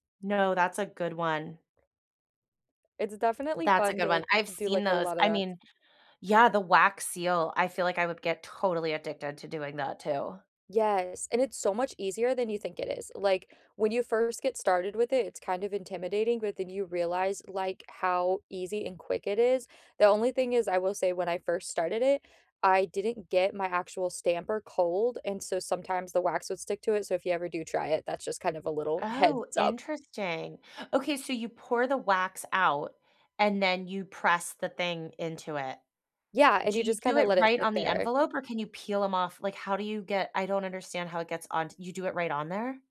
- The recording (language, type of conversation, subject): English, unstructured, What is a hobby that surprised you by how much you enjoyed it?
- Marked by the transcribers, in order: other background noise